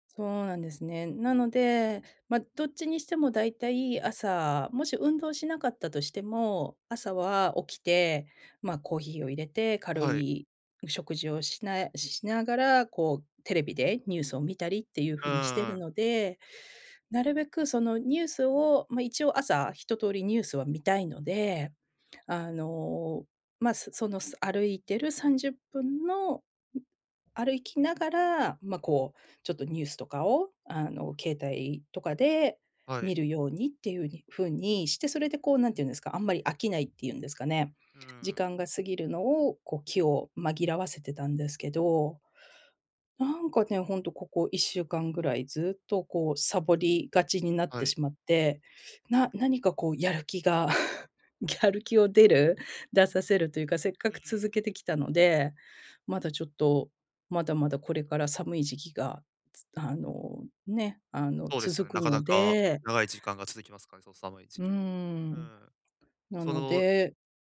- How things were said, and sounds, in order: laugh; laughing while speaking: "やる気を出る"
- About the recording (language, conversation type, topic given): Japanese, advice, やる気が出ないとき、どうすれば物事を続けられますか？